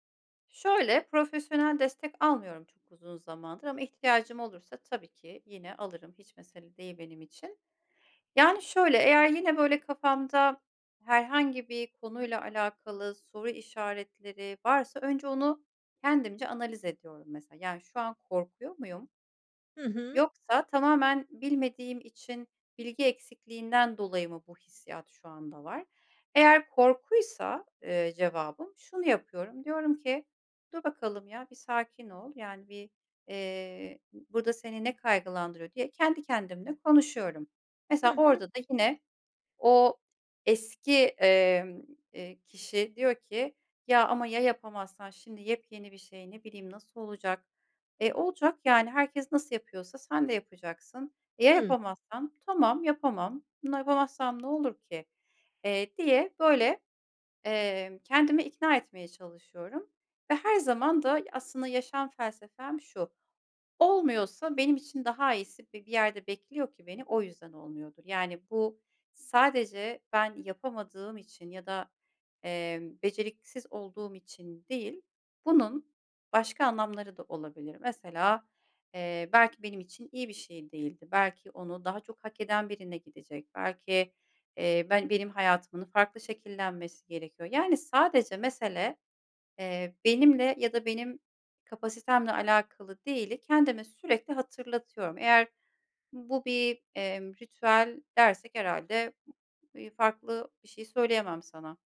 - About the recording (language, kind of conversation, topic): Turkish, podcast, Kendine güvenini nasıl geri kazandın, anlatır mısın?
- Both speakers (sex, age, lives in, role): female, 35-39, Spain, host; female, 40-44, Germany, guest
- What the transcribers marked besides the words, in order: tapping; other noise; other background noise